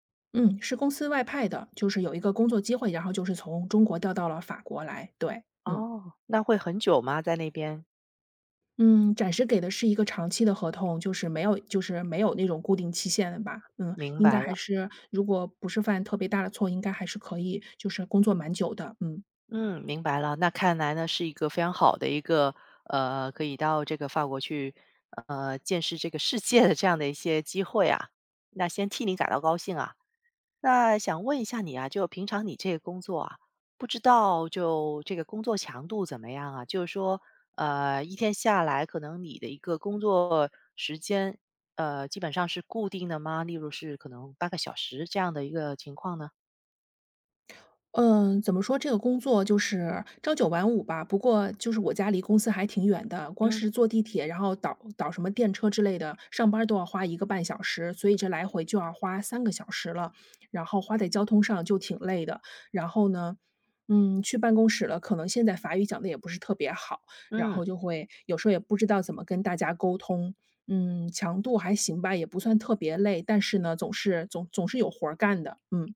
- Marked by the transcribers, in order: "暂时" said as "展时"; other background noise; laughing while speaking: "世界"
- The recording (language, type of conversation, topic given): Chinese, advice, 搬到新城市后感到孤单，应该怎么结交朋友？